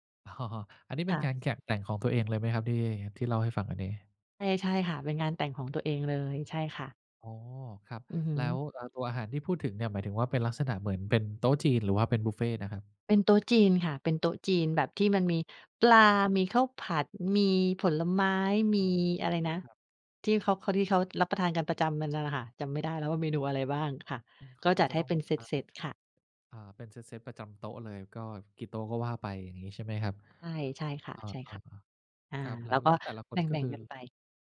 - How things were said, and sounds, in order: laughing while speaking: "อ๋อ"
- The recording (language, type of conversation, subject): Thai, podcast, เวลาเหลืออาหารจากงานเลี้ยงหรืองานพิธีต่าง ๆ คุณจัดการอย่างไรให้ปลอดภัยและไม่สิ้นเปลือง?